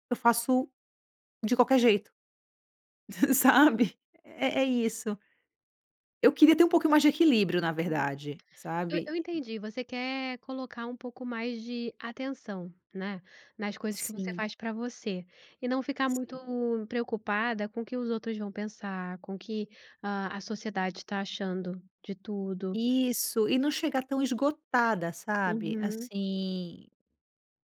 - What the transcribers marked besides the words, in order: laughing while speaking: "sabe"
- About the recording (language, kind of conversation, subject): Portuguese, advice, Como posso lidar com o perfeccionismo que me impede de terminar projetos criativos?